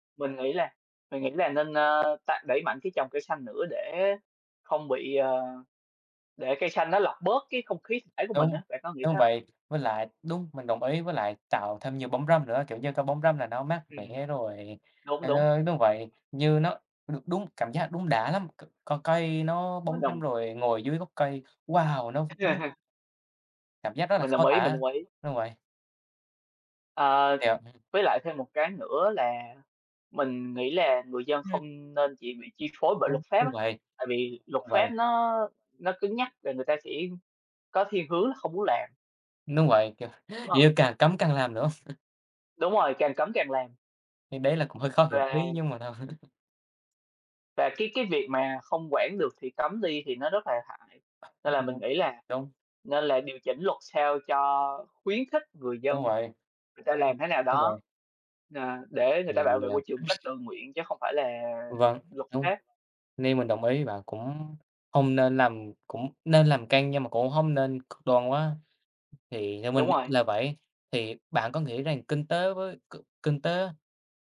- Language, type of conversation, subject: Vietnamese, unstructured, Chính phủ cần làm gì để bảo vệ môi trường hiệu quả hơn?
- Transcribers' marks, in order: other background noise; tapping; laugh; laughing while speaking: "kiểu"; chuckle